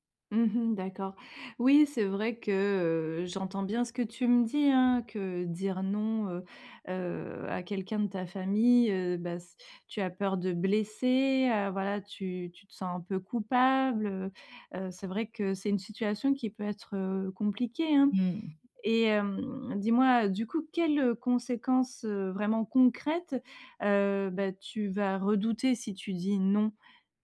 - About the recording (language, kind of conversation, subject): French, advice, Comment dire non à ma famille sans me sentir obligé ?
- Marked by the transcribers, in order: none